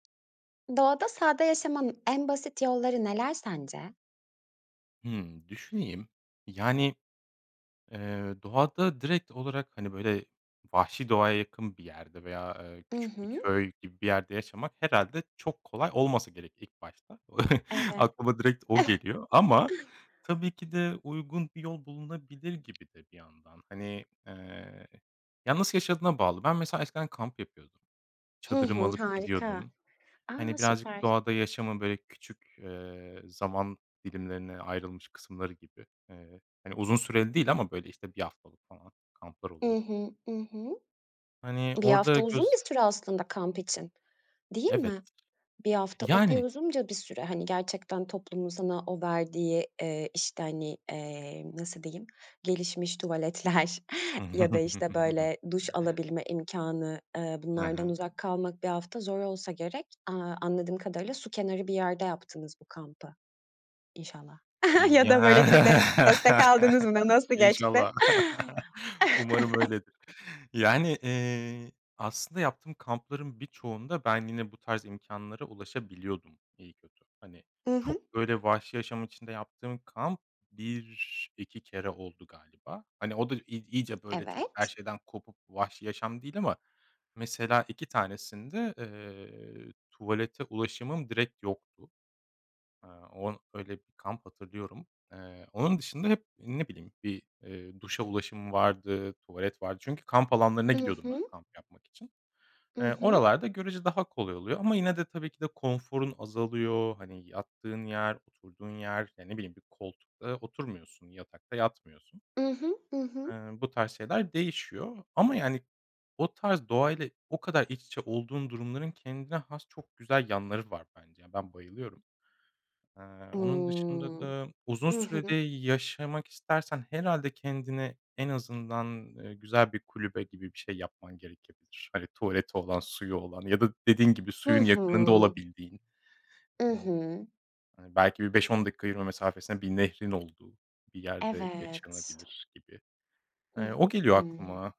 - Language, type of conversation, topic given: Turkish, podcast, Doğada sade bir yaşam sürmenin en basit yolları nelerdir?
- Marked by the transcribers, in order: chuckle; other background noise; chuckle; tapping; laughing while speaking: "tuvaletler"; chuckle; laughing while speaking: "ya İnşallah"; laugh; chuckle; laugh; laugh; drawn out: "Imm"